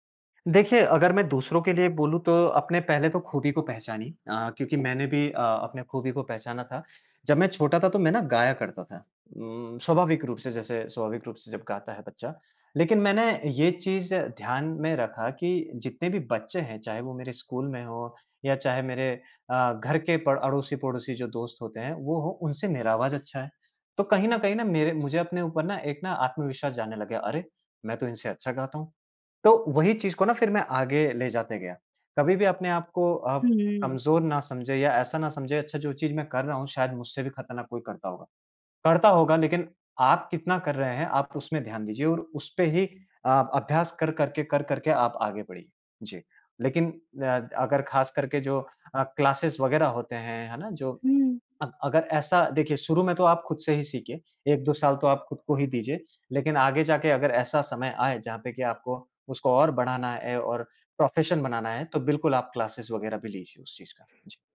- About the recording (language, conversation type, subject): Hindi, podcast, ज़िंदगी के किस मोड़ पर संगीत ने आपको संभाला था?
- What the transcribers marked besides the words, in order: in English: "क्लासेज़"; in English: "क्लासेज़"; tapping